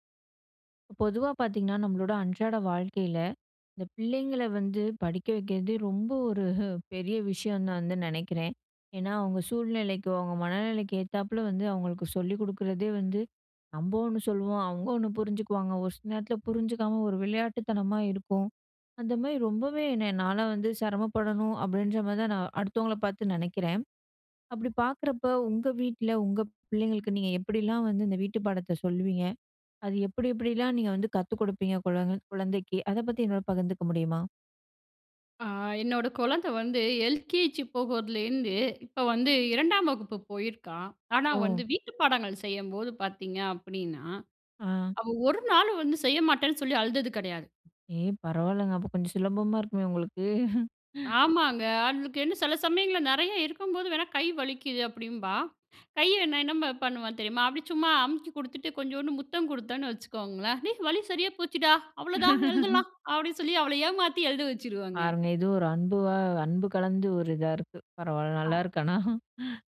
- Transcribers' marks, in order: chuckle; chuckle; chuckle; chuckle
- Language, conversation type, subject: Tamil, podcast, பிள்ளைகளின் வீட்டுப்பாடத்தைச் செய்ய உதவும்போது நீங்கள் எந்த அணுகுமுறையைப் பின்பற்றுகிறீர்கள்?